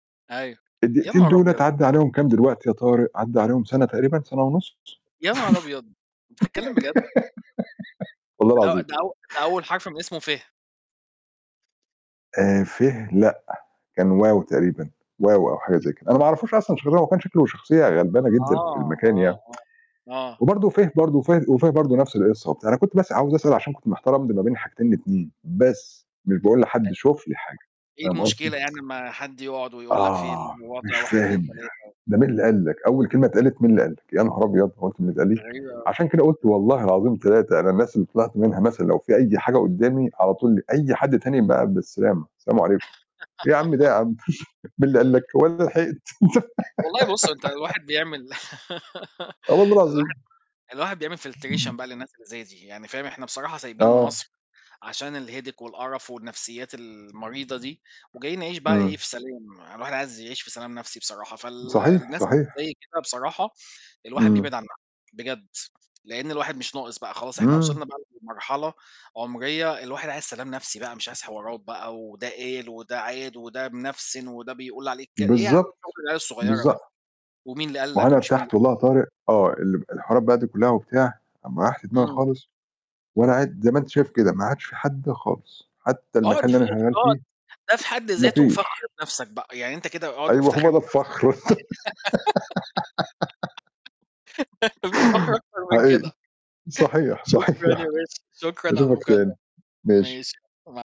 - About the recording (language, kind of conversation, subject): Arabic, unstructured, إيه أكتر حاجة بتخليك تحس بالفخر بنفسك؟
- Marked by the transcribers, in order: laugh; laughing while speaking: "والله العظيم"; mechanical hum; unintelligible speech; unintelligible speech; other background noise; tsk; unintelligible speech; tsk; static; unintelligible speech; laugh; chuckle; distorted speech; laugh; in English: "filtration"; in English: "الheadache"; unintelligible speech; tapping; laugh; giggle; laughing while speaking: "ما فيش فخر أكتر من كده"; laughing while speaking: "صحيح"